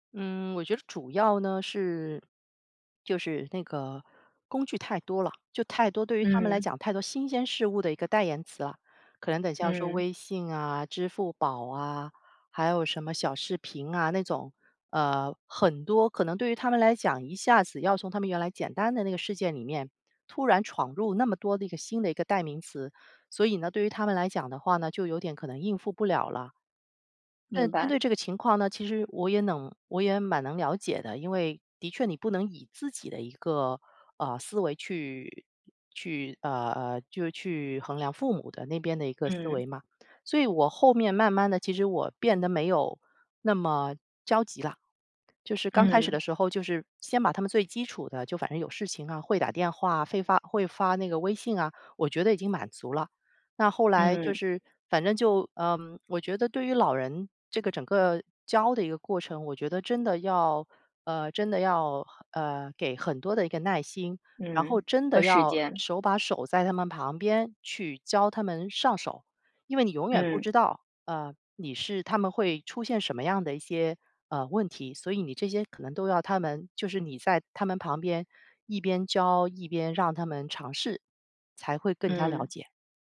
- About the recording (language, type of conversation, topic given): Chinese, podcast, 你会怎么教父母用智能手机，避免麻烦？
- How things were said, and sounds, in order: "会" said as "费"